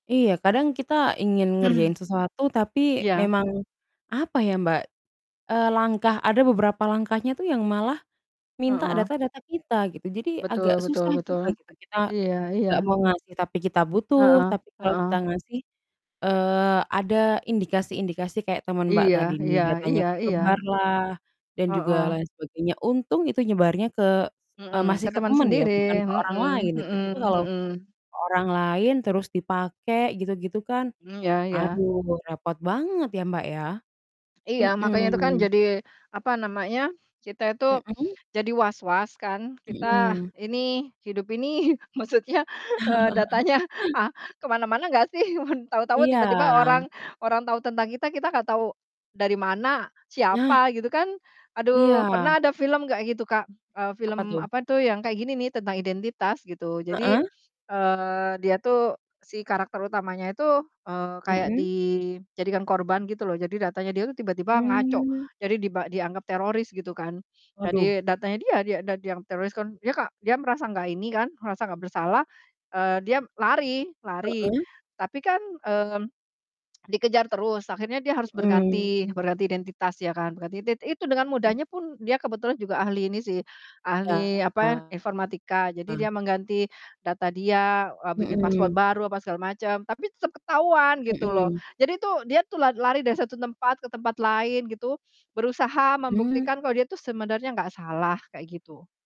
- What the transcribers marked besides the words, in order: static; distorted speech; tapping; laughing while speaking: "ini maksudnya"; laughing while speaking: "datanya"; chuckle; laughing while speaking: "sih"
- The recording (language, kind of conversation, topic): Indonesian, unstructured, Apa pendapatmu tentang privasi di era digital saat ini?